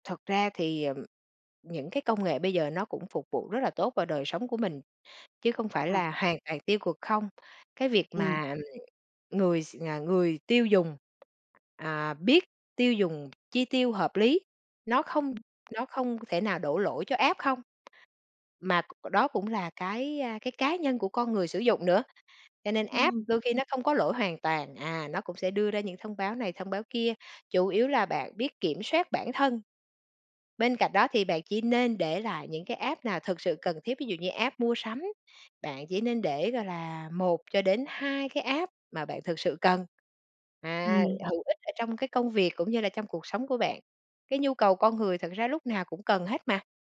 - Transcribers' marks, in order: tapping; other background noise; in English: "app"; in English: "app"; in English: "app"; in English: "app"; in English: "app"
- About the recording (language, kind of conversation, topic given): Vietnamese, advice, Vì sao bạn cảm thấy hối hận sau khi mua sắm?
- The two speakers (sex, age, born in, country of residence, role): female, 30-34, Vietnam, Vietnam, user; female, 40-44, Vietnam, Vietnam, advisor